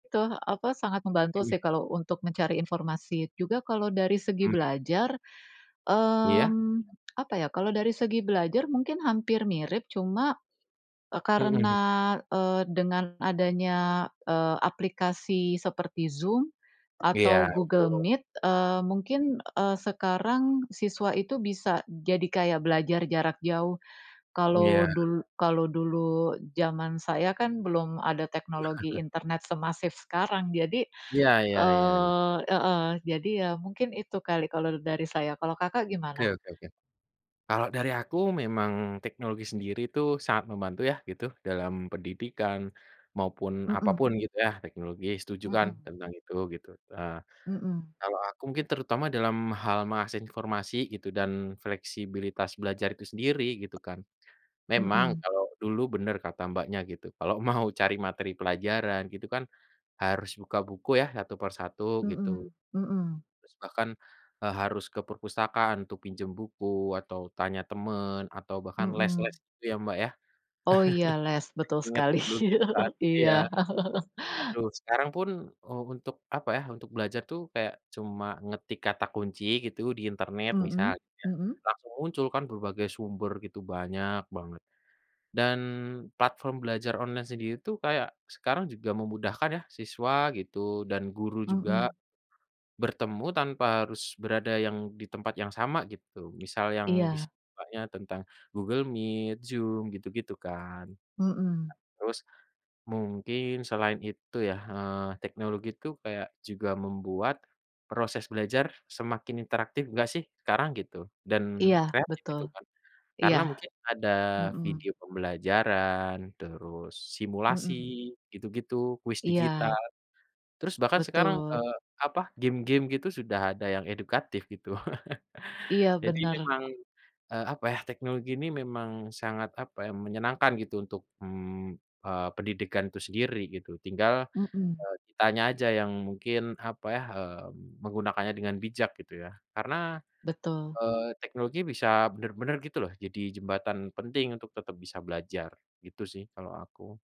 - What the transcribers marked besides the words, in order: other background noise; chuckle; tapping; chuckle; in English: "online"; chuckle
- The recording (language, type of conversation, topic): Indonesian, unstructured, Bagaimana teknologi membantu meningkatkan kualitas pendidikan?
- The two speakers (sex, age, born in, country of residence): female, 40-44, Indonesia, Indonesia; male, 25-29, Indonesia, Indonesia